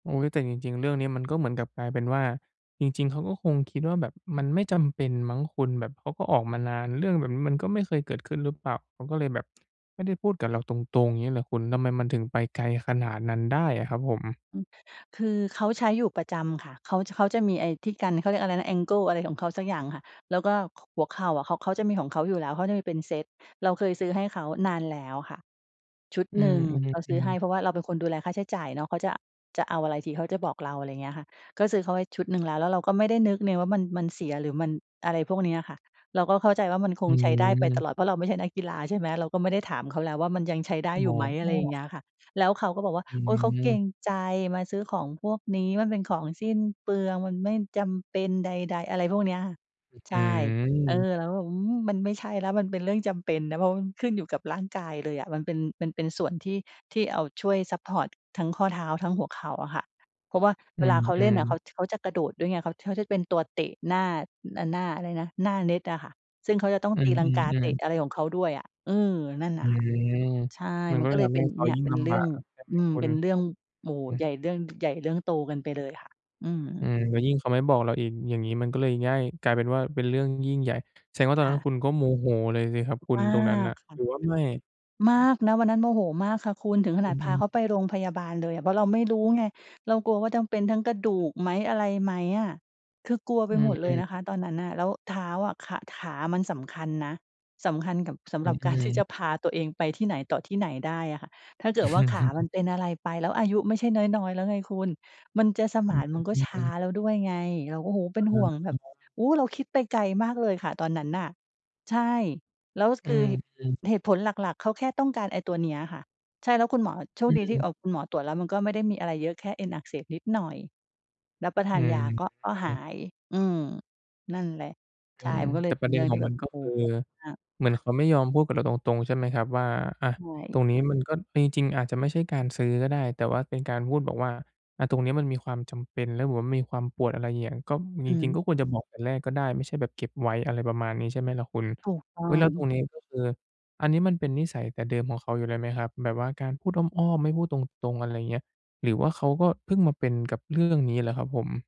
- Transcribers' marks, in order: tapping; other background noise; laughing while speaking: "อือ"; unintelligible speech
- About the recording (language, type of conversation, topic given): Thai, podcast, การพูดแบบอ้อม ๆ ช่วยกระชับความสัมพันธ์หรือกลับทำร้ายความสัมพันธ์กันแน่?